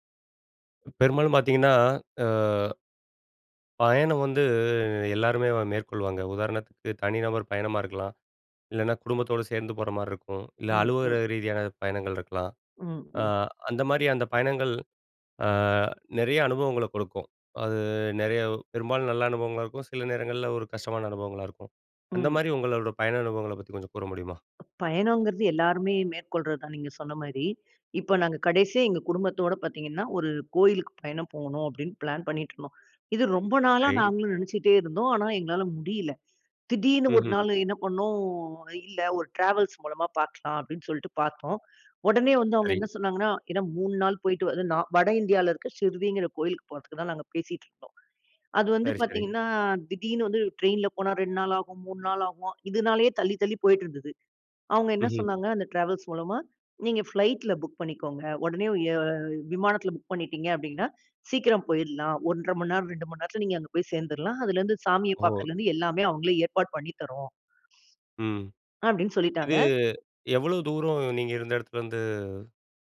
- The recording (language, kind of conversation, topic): Tamil, podcast, ஒரு பயணம் திடீரென மறக்க முடியாத நினைவாக மாறிய அனுபவம் உங்களுக்குண்டா?
- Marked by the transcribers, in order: other noise; in English: "ஃப்ளைட்ல"